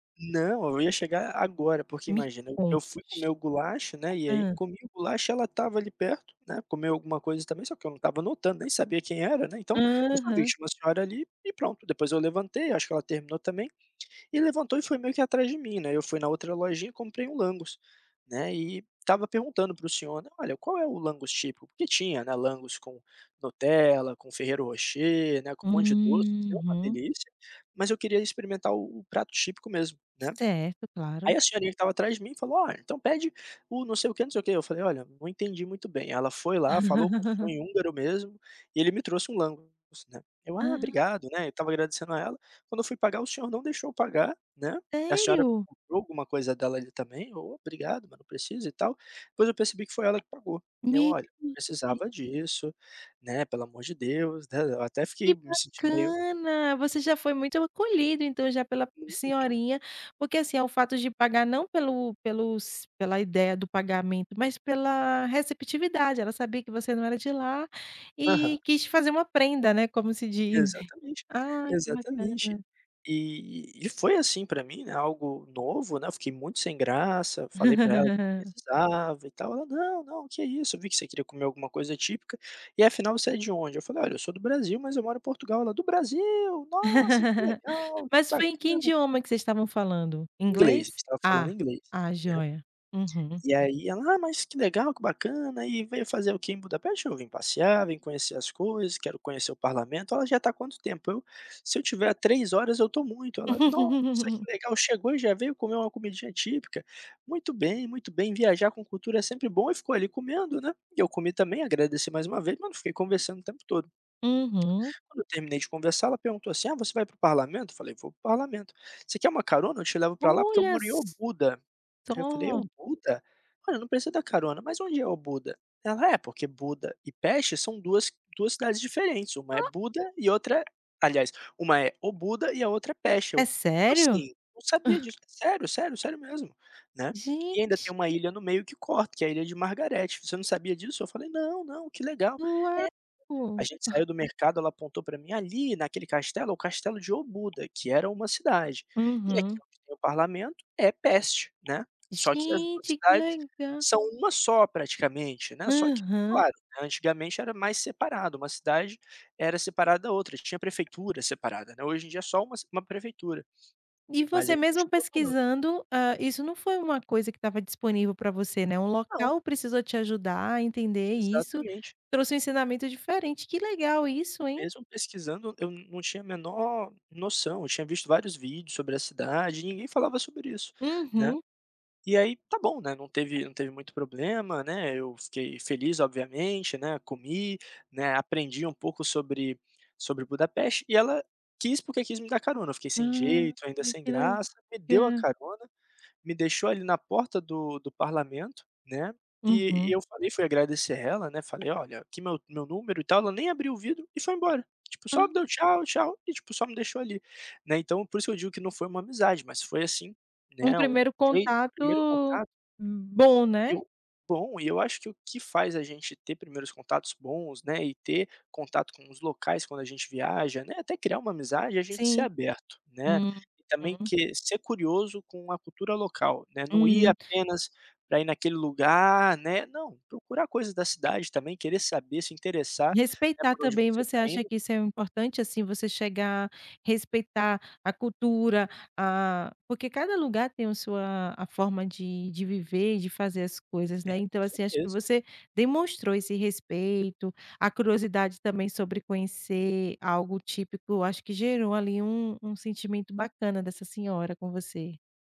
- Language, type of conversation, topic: Portuguese, podcast, O que viajar te ensinou sobre fazer amigos?
- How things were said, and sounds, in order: drawn out: "Uhum"; laugh; unintelligible speech; chuckle; laugh; chuckle; chuckle; chuckle